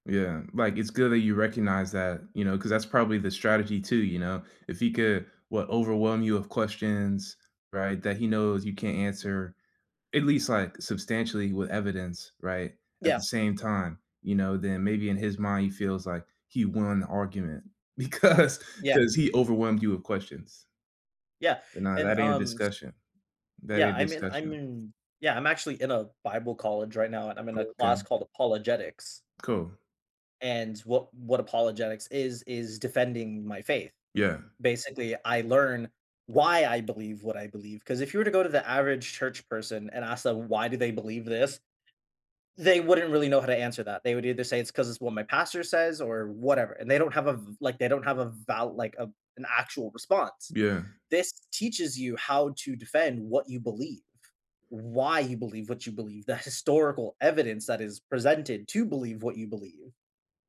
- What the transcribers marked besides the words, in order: laughing while speaking: "because"; other background noise; stressed: "why"
- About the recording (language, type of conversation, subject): English, unstructured, How do you stay calm when emotions run high so you can keep the connection strong?
- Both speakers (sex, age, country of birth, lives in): male, 20-24, United States, United States; male, 20-24, United States, United States